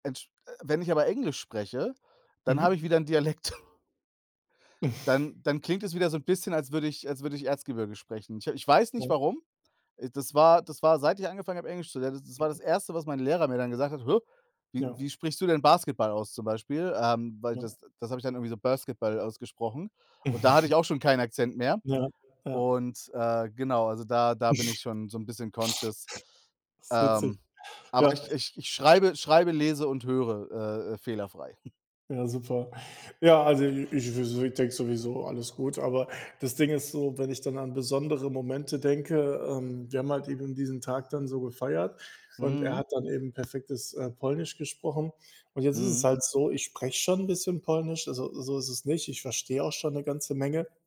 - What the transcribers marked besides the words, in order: chuckle; snort; unintelligible speech; snort; put-on voice: "Basketball"; laugh; in English: "conscious"; chuckle; tapping; other background noise
- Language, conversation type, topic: German, unstructured, Wie feiert man Jahrestage oder besondere Momente am besten?